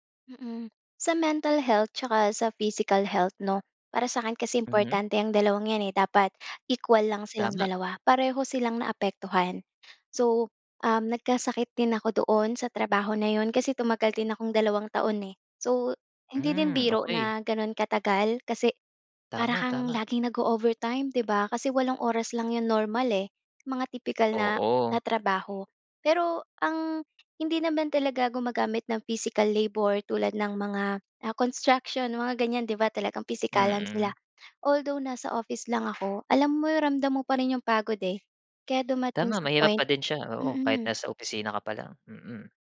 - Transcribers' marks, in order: other noise
- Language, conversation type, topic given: Filipino, podcast, Ano ang pinakamahirap sa pagbabalansi ng trabaho at relasyon?